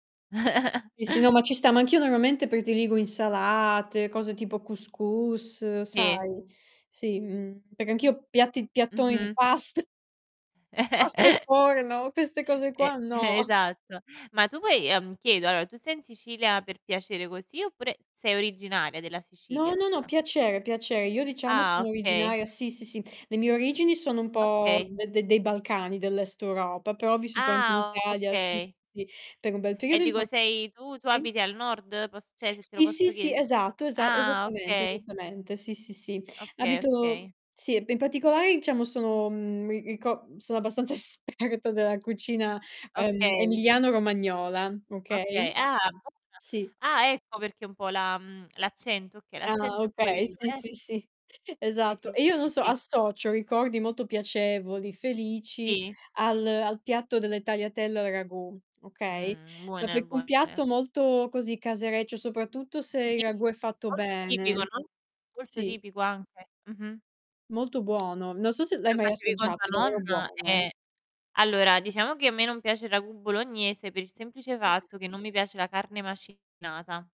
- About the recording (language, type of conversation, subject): Italian, unstructured, Qual è il tuo ricordo più felice legato a un pasto?
- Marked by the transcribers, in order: chuckle; "normalmente" said as "noramente"; distorted speech; "perché" said as "perè"; tapping; laughing while speaking: "past"; chuckle; laughing while speaking: "esatto"; laughing while speaking: "no"; other background noise; "cioè" said as "ceh"; laughing while speaking: "sperta"; "esperta" said as "sperta"